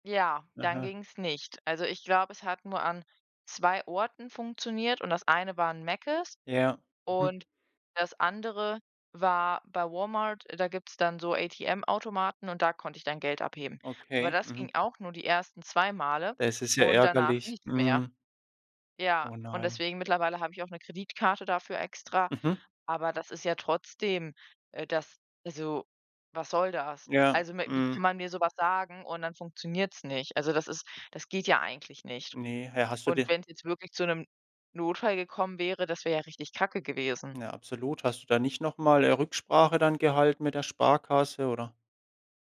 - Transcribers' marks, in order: other background noise; tapping
- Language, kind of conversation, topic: German, podcast, Welche Begegnung auf Reisen ist dir besonders im Gedächtnis geblieben?